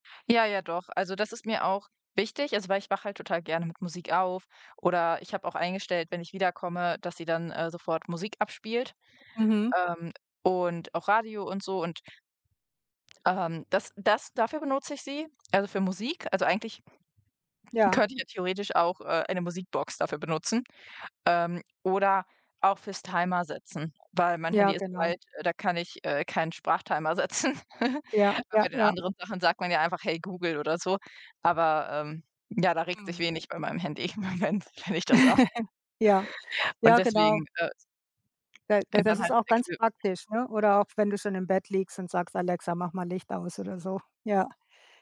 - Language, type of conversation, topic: German, unstructured, Wie verändert Technologie unseren Alltag?
- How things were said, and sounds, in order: tapping; laughing while speaking: "setzen"; giggle; laughing while speaking: "im Moment, wenn ich das sage"; chuckle; unintelligible speech